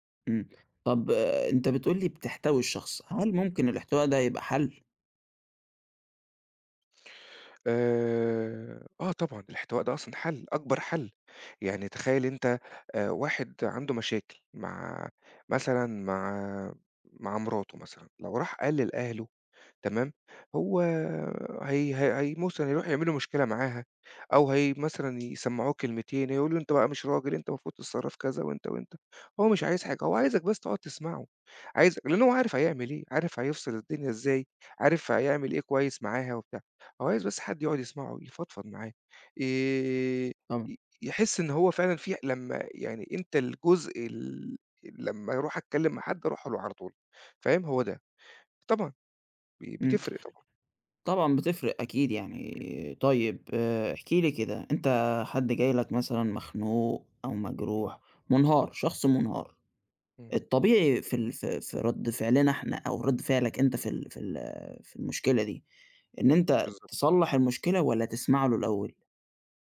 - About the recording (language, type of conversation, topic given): Arabic, podcast, إزاي تعرف الفرق بين اللي طالب نصيحة واللي عايزك بس تسمع له؟
- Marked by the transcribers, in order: tapping